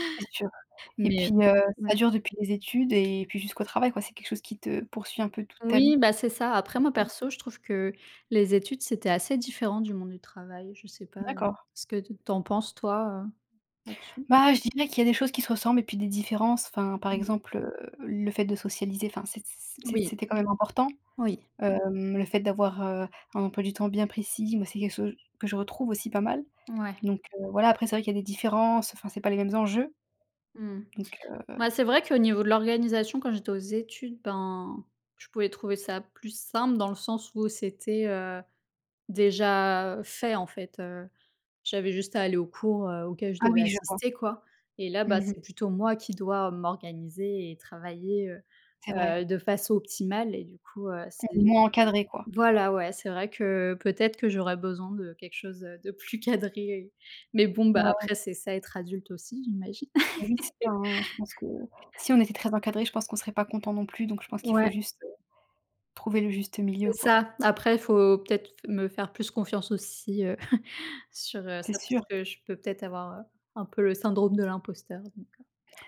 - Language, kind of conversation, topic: French, unstructured, Comment organiser son temps pour mieux étudier ?
- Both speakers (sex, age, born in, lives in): female, 25-29, France, France; female, 30-34, France, France
- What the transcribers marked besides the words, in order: tapping; unintelligible speech; "chose" said as "ssose"; other background noise; laugh; chuckle; tsk